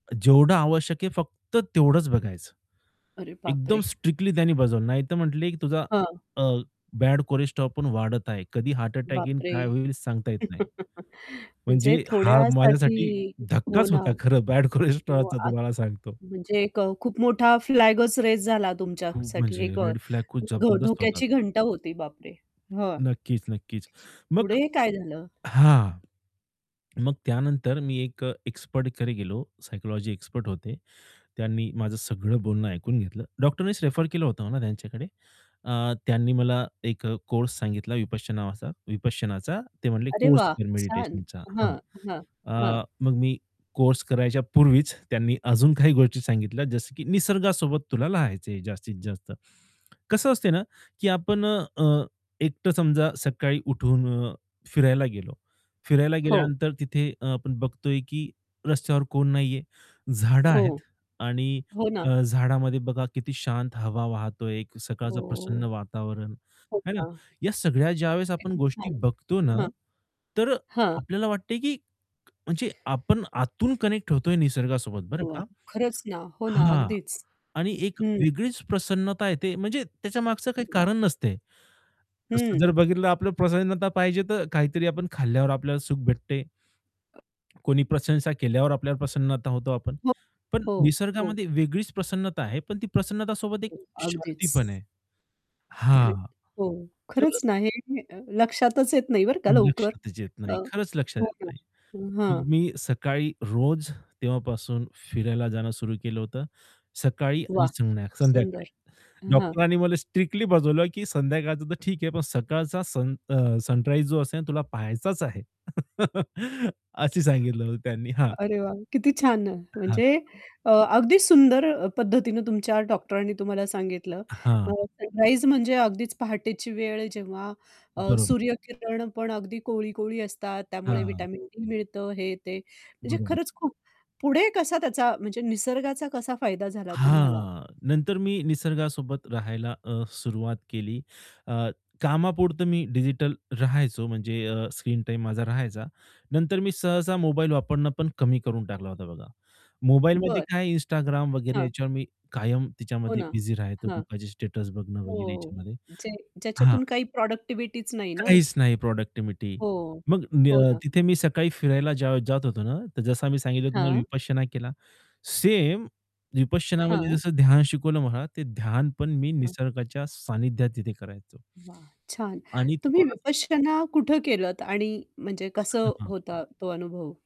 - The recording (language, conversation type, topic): Marathi, podcast, डिजिटल विराम घेण्यासाठी निसर्गाचा उपयोग तुम्ही कसा करता?
- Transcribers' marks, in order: mechanical hum; static; laugh; unintelligible speech; other background noise; laughing while speaking: "बॅड कोलेस्ट्रॉलचा"; tapping; laughing while speaking: "काही गोष्टी"; "राहायचे" said as "लहायचे"; in Hindi: "है ना"; distorted speech; in English: "कनेक्ट"; other noise; unintelligible speech; in English: "सनराईज"; laugh; in English: "सनराईज"; in English: "स्टेटस"; in English: "प्रॉडक्टिव्हिटीच"; in English: "प्रॉडक्टिव्हिटी"; chuckle